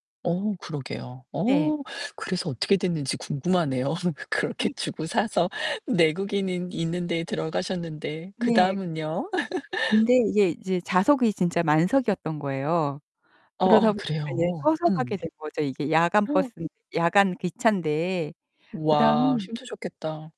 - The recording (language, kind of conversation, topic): Korean, podcast, 여행 중에 누군가에게 도움을 받거나 도움을 준 적이 있으신가요?
- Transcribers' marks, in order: gasp; laugh; static; distorted speech; other background noise; laugh; gasp